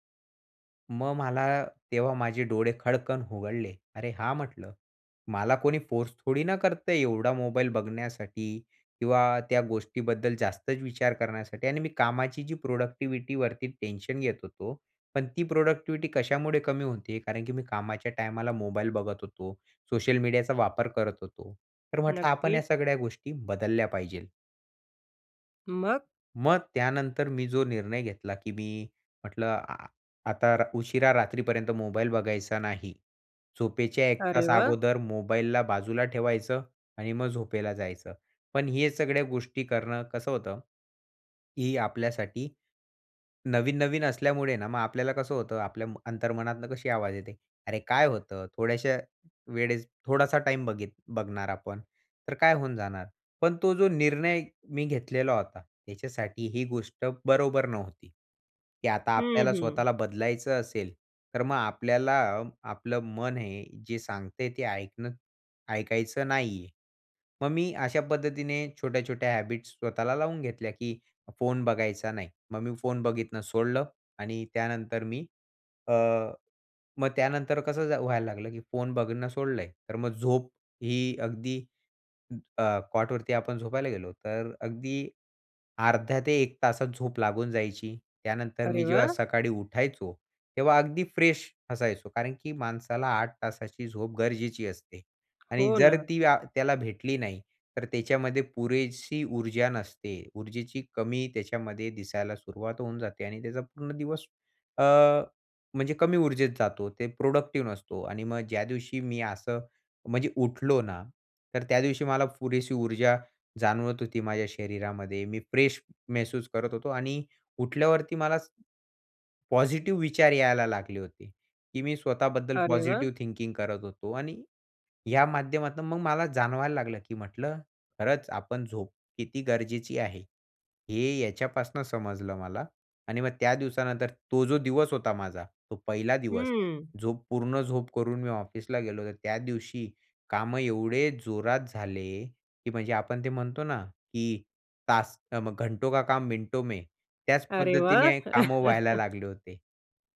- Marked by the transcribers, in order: in English: "प्रोडक्टिव्हिटीवरती"; in English: "प्रोडक्टिव्हिटी"; in English: "हॅबिट्स"; "बघणं" said as "बघितनं"; in English: "कॉटवरती"; in English: "फ्रेश"; in English: "प्रोडक्टिव्ह"; in English: "फ्रेश"; other noise; in English: "पॉझिटिव्ह थिंकिंग"; in Hindi: "घंटो का काम मिनटों में"; joyful: "अरे वाह!"; chuckle
- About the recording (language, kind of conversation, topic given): Marathi, podcast, सकाळी ऊर्जा वाढवण्यासाठी तुमची दिनचर्या काय आहे?